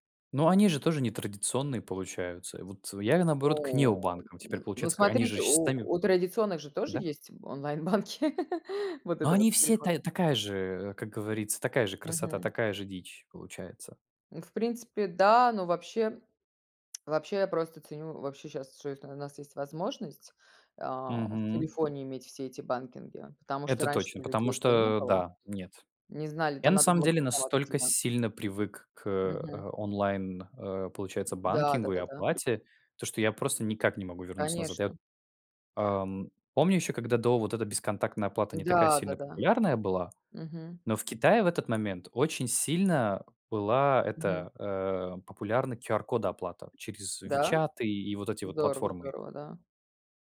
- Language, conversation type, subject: Russian, unstructured, Что заставляет вас не доверять банкам и другим финансовым организациям?
- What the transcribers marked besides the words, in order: tapping; laugh; other background noise